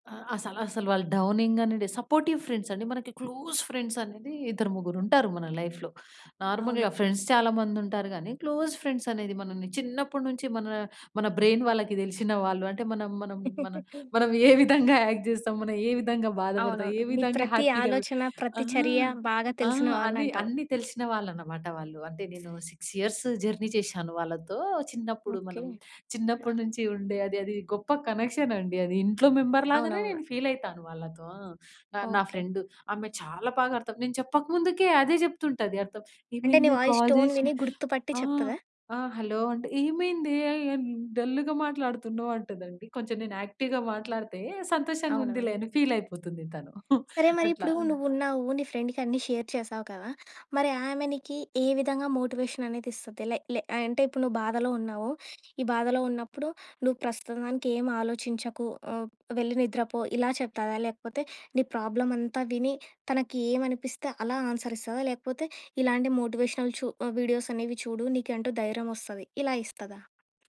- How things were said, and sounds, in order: in English: "సపోర్టివ్"; in English: "క్లోజ్"; stressed: "క్లోజ్"; in English: "లైఫ్‌లో. నార్మల్‌గా ఫ్రెండ్స్"; in English: "క్లోజ్"; in English: "బ్రెయిన్"; laugh; giggle; in English: "యాక్ట్"; in English: "హ్యాపీగ"; other background noise; in English: "సిక్స్ ఇయర్స్ జర్నీ"; in English: "మెంబర్‌లాగనే"; in English: "వాయిస్ టోన్"; in English: "యాక్టివ్‌గా"; giggle; in English: "షేర్"; in English: "మోటివేషనల్"
- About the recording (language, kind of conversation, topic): Telugu, podcast, మోటివేషన్ తగ్గిపోయినప్పుడు మీరు మీరే ఎలా ప్రోత్సహించుకుంటారు?